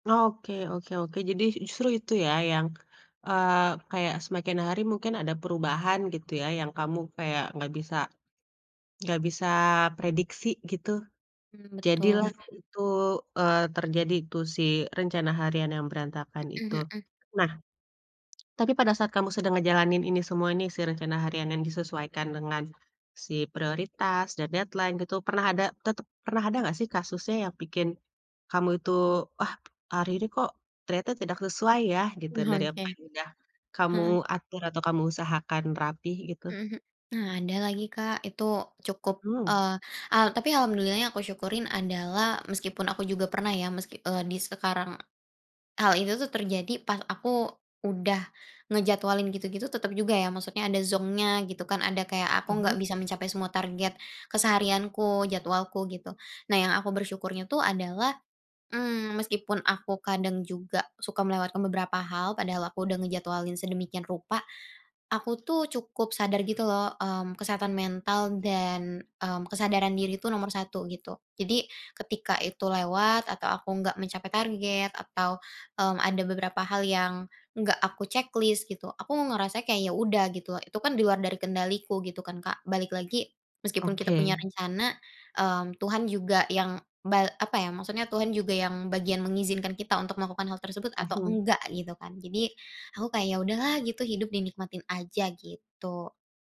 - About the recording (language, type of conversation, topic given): Indonesian, podcast, Apa yang kamu lakukan saat rencana harian berantakan?
- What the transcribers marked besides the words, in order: tapping; other background noise; in English: "deadline"; in English: "zonk-nya"; in English: "checklist"